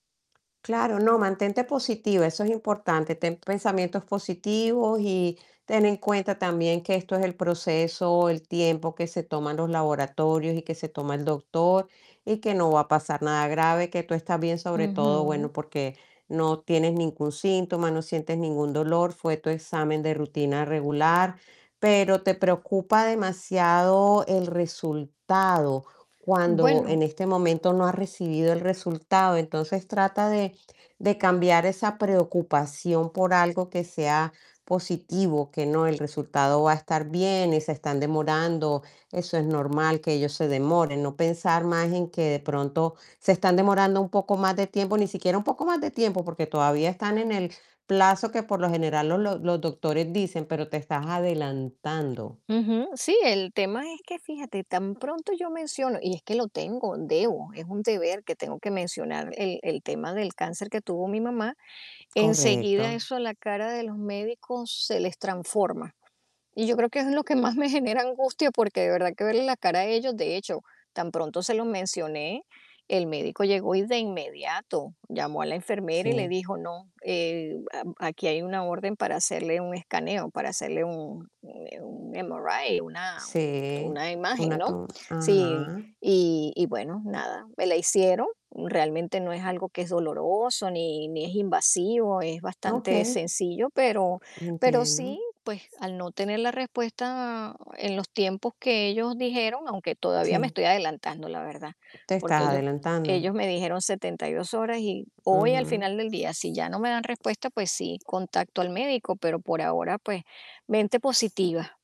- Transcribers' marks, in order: static; tapping; other background noise
- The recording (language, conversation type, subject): Spanish, advice, ¿Cómo te sientes mientras esperas resultados médicos importantes?